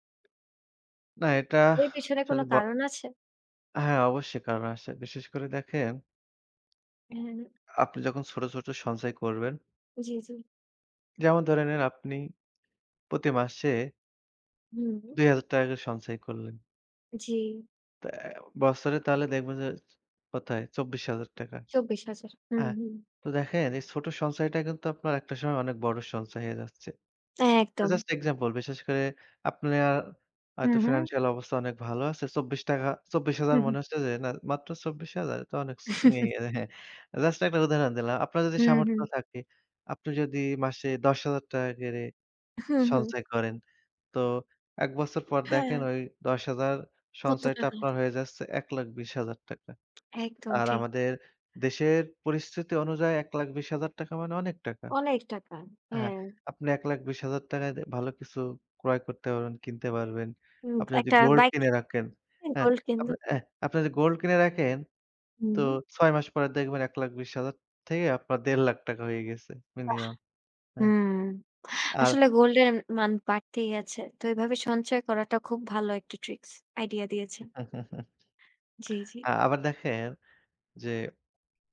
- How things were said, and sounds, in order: tapping; other background noise; "আপনার" said as "আপ্নিয়া"; chuckle; laughing while speaking: "হ্যাঁ, জাস্ট একটা উদাহরণ দিলাম"; unintelligible speech; "রাখেন" said as "রাকেন"; chuckle
- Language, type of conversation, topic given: Bengali, unstructured, ছোট ছোট খরচ নিয়ন্ত্রণ করলে কীভাবে বড় সঞ্চয় হয়?